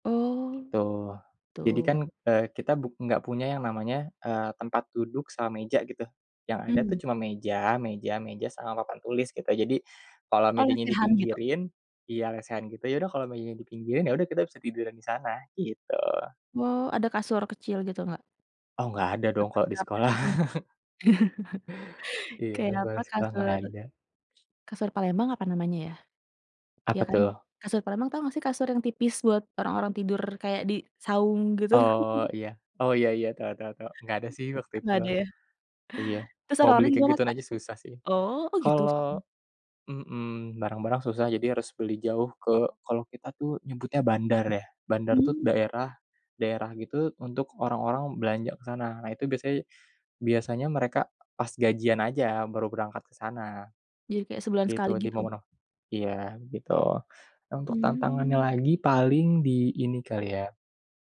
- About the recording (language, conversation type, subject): Indonesian, podcast, Bisa ceritakan pekerjaan yang paling berkesan buat kamu sejauh ini?
- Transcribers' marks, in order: chuckle; other background noise; chuckle